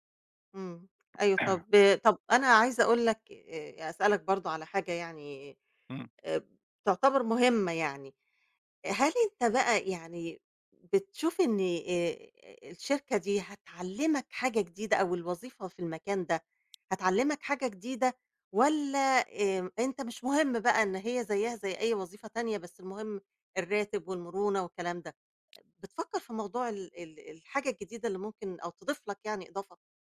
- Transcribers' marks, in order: throat clearing; tapping
- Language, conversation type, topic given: Arabic, podcast, إزاي تختار بين وظيفتين معروضين عليك؟